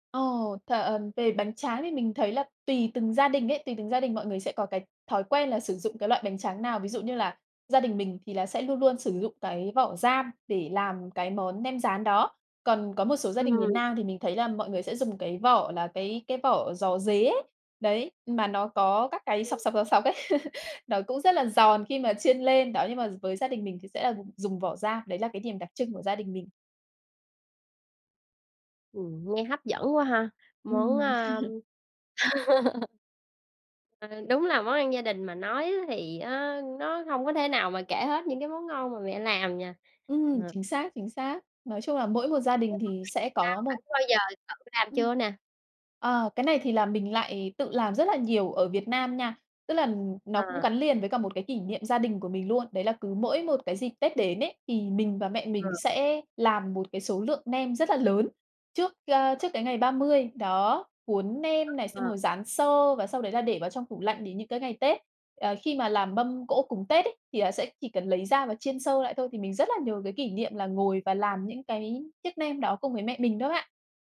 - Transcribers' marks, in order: laugh; laugh; other background noise; tapping
- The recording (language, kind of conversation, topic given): Vietnamese, podcast, Món ăn giúp bạn giữ kết nối với người thân ở xa như thế nào?